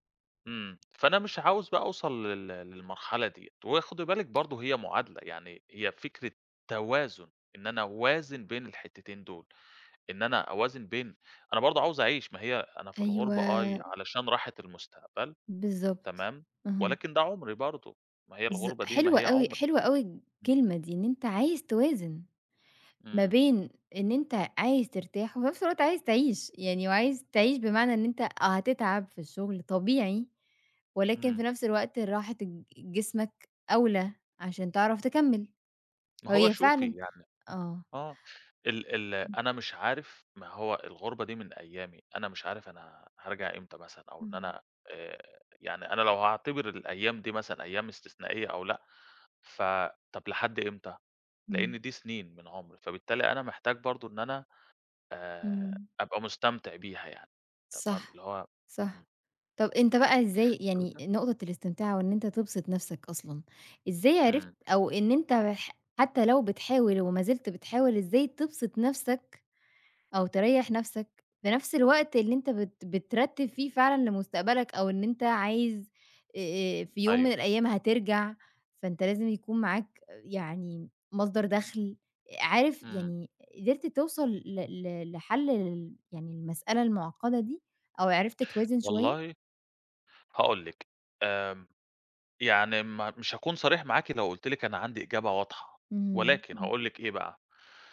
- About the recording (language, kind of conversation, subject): Arabic, podcast, إزاي بتقرر بين راحة دلوقتي ومصلحة المستقبل؟
- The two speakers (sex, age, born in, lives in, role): female, 25-29, Egypt, Egypt, host; male, 30-34, Egypt, Greece, guest
- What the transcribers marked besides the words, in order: unintelligible speech; unintelligible speech